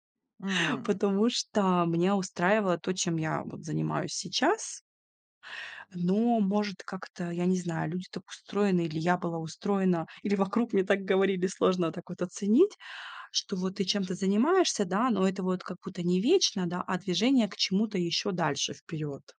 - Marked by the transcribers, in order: other background noise
- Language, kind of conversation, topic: Russian, podcast, Как вы решаетесь уйти со стабильной работы?